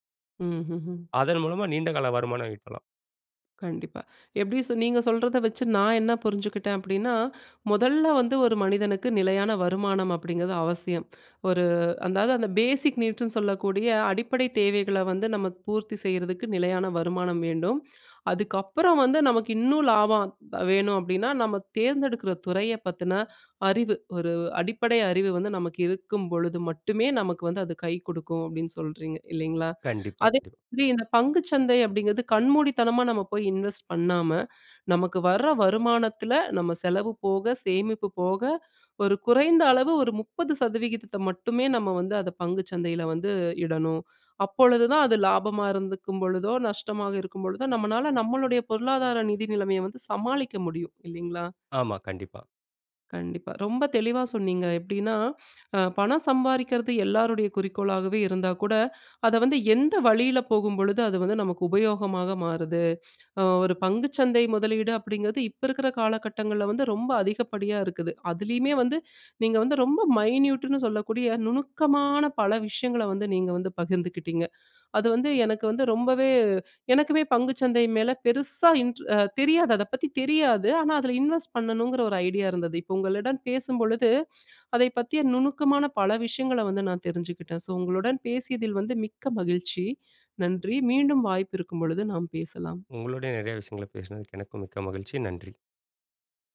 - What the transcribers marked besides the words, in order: in English: "பேசிக் நீட்ஸ்ன்னு"; in English: "இன்வெஸ்ட்"; in English: "மைன்யூட்டுன்னு"; in English: "இன்வெஸ்ட்"
- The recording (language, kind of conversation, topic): Tamil, podcast, பணம் சம்பாதிப்பதில் குறுகிய கால இலாபத்தையும் நீண்டகால நிலையான வருமானத்தையும் நீங்கள் எப்படி தேர்வு செய்கிறீர்கள்?